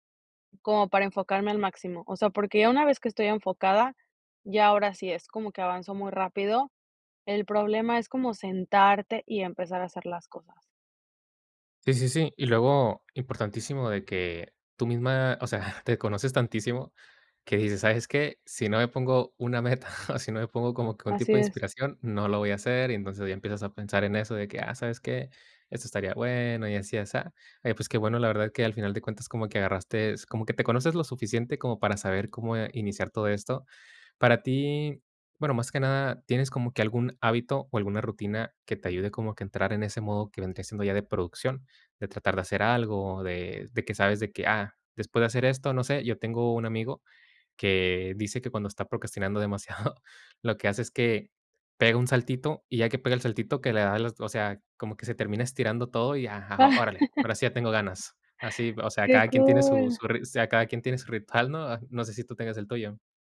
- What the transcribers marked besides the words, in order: tapping; giggle; chuckle; "agarraste" said as "agarrastes"; giggle; laugh
- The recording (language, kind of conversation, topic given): Spanish, podcast, ¿Cómo evitas procrastinar cuando tienes que producir?